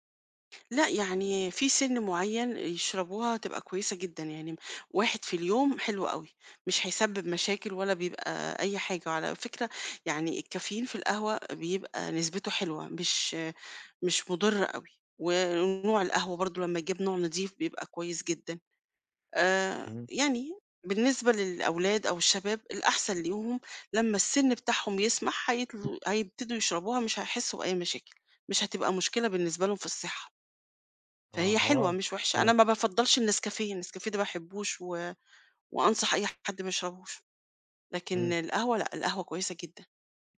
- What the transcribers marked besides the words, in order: tapping
- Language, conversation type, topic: Arabic, podcast, قهوة ولا شاي الصبح؟ إيه السبب؟
- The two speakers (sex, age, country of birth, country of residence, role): female, 50-54, Egypt, Portugal, guest; male, 25-29, Egypt, Egypt, host